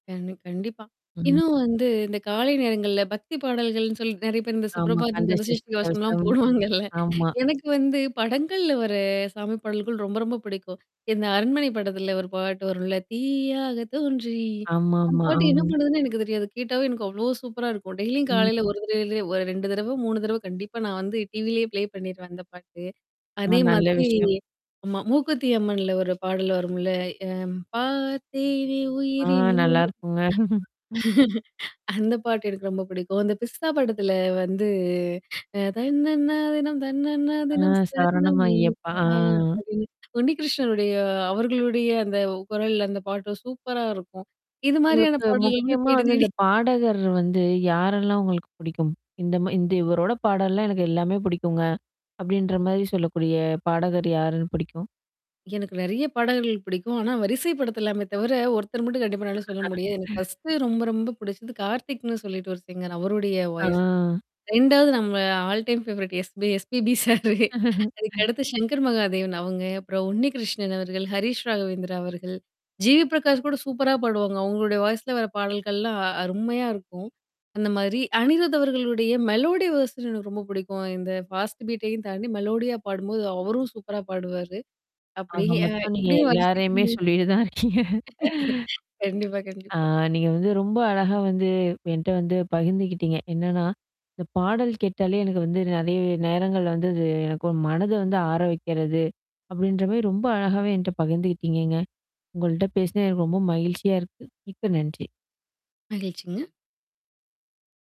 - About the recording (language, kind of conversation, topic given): Tamil, podcast, பாடல் கேட்கும் போது உங்கள் மனம் ஆறுதலடையும் ஒரு தருணத்தைப் பகிர்வீர்களா?
- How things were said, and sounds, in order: static; distorted speech; other background noise; mechanical hum; laughing while speaking: "கந்த சஷ்டி கவசம் எல்லாம் போடுவாங்க இல்ல"; singing: "தீயாக தோன்றி"; in English: "சூப்பரா"; in English: "டெய்லியும்"; tapping; in English: "ப்லே"; chuckle; other noise; singing: "பார்த்தேனே உயிரினு உனையே"; laugh; singing: "தன்னன்னா தினம் தன்னன்னா தினம் சரணம் ஐயப்பா"; in English: "சூப்பரா"; laugh; in English: "பர்ஸ்ட்டு"; in English: "சிங்கர்"; in English: "வாய்ஸ்"; chuckle; in English: "ஆல் டைம் ஃபெவரெட் SPB"; laughing while speaking: "SPB சார்"; in English: "வாய்ஸ்ல"; in English: "மெலோடி வெர்ஷன்"; in English: "பாஸ்ட் பீட்டையும்"; in English: "மெலோடியா"; laughing while speaking: "சொல்லிட்டு தான் இருக்கீங்க"